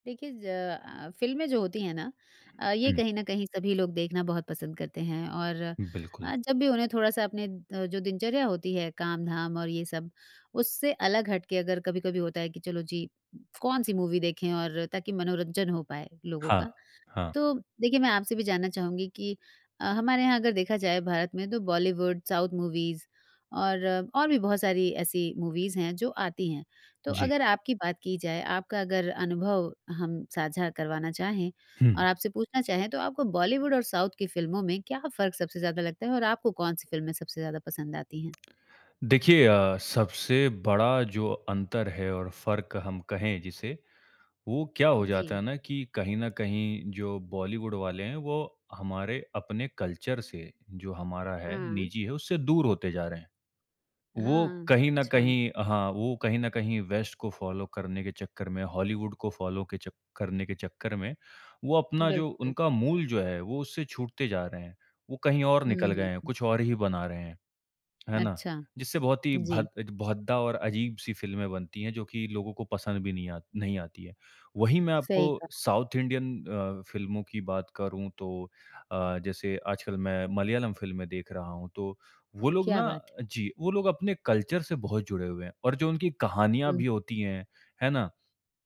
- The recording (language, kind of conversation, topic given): Hindi, podcast, बॉलीवुड और साउथ फिल्मों में तुम्हें सबसे ज़्यादा कौन-सा फर्क महसूस होता है?
- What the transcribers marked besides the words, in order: other background noise; in English: "मूवी"; in English: "साउथ मूवीज़"; in English: "मूवीज़"; in English: "साउथ"; in English: "कल्चर"; in English: "वेस्ट"; in English: "फॉलो"; in English: "फॉलो"; tapping; in English: "साउथ इंडियन"; in English: "कल्चर"